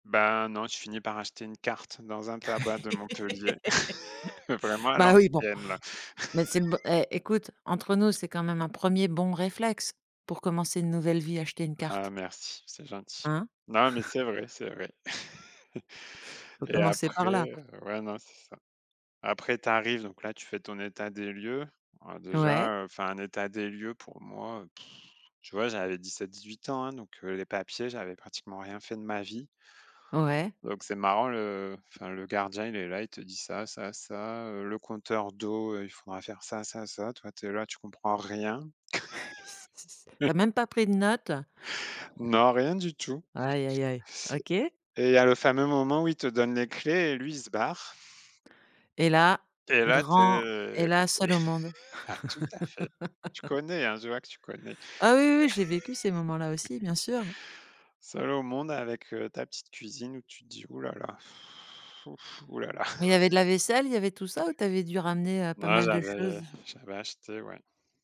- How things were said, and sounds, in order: laugh; chuckle; chuckle; sigh; chuckle; chuckle; other background noise; chuckle; laugh; chuckle; sigh; chuckle
- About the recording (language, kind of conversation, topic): French, podcast, Comment as-tu vécu ton départ du foyer familial ?